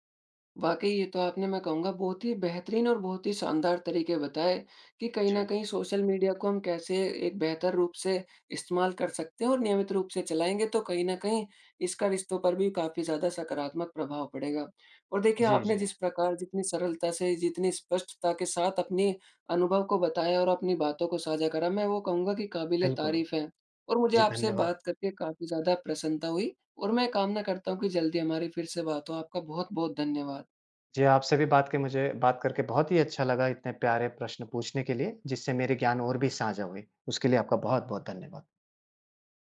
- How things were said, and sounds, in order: none
- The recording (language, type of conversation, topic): Hindi, podcast, सोशल मीडिया ने रिश्तों पर क्या असर डाला है, आपके हिसाब से?